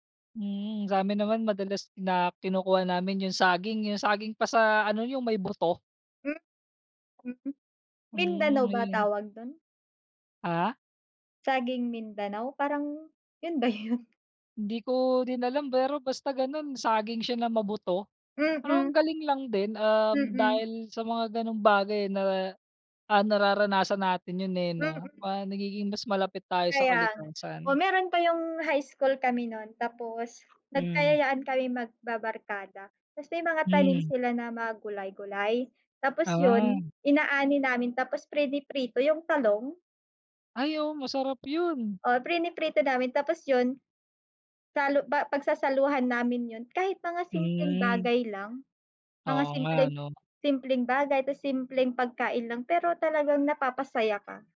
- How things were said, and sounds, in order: none
- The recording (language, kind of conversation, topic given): Filipino, unstructured, Bakit sa tingin mo mas masaya ang buhay kapag malapit ka sa kalikasan?